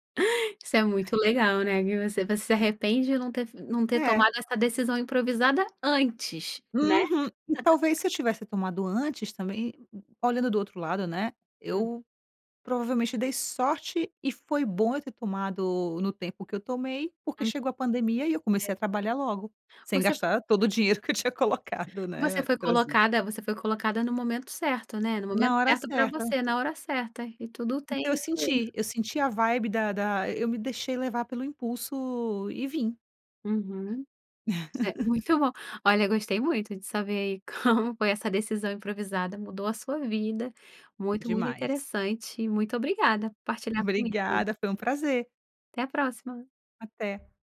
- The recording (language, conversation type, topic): Portuguese, podcast, Você já tomou alguma decisão improvisada que acabou sendo ótima?
- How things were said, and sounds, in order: inhale; stressed: "antes"; chuckle; laugh; laughing while speaking: "como"